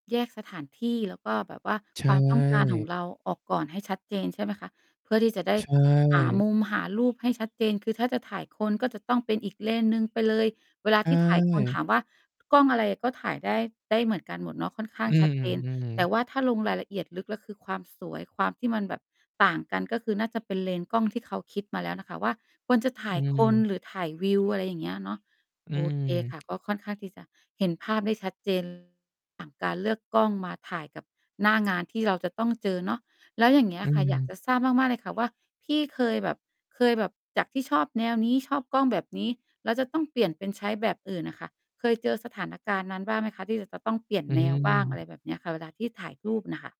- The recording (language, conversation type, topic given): Thai, podcast, ถ้าอยากเริ่มถ่ายรูปอย่างจริงจัง ควรเริ่มจากอะไรบ้าง?
- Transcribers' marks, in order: tapping; distorted speech; mechanical hum